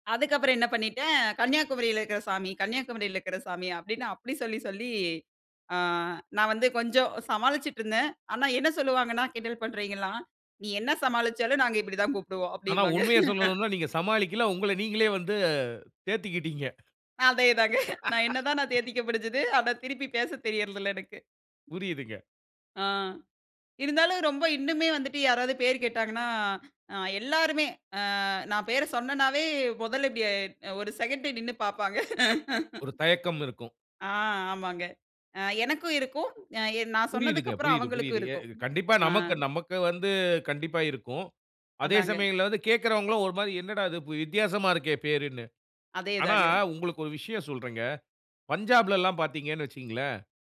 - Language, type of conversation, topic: Tamil, podcast, உங்கள் பெயர் எப்படி வந்தது என்று அதன் பின்னணியைச் சொல்ல முடியுமா?
- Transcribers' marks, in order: laugh; chuckle; laugh; other noise; laugh